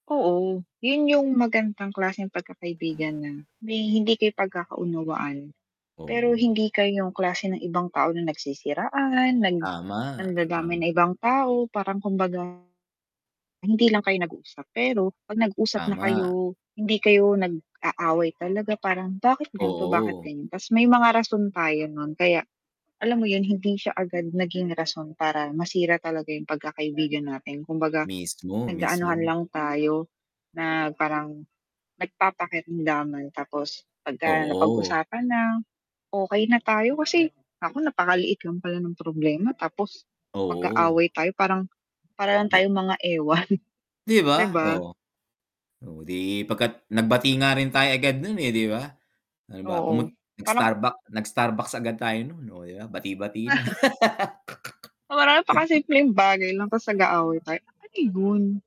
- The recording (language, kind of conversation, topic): Filipino, unstructured, Ano ang pananaw mo sa pagkakaroon ng matalik na kaibigan?
- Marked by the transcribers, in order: static; tapping; distorted speech; other background noise; scoff; chuckle; laugh; snort; unintelligible speech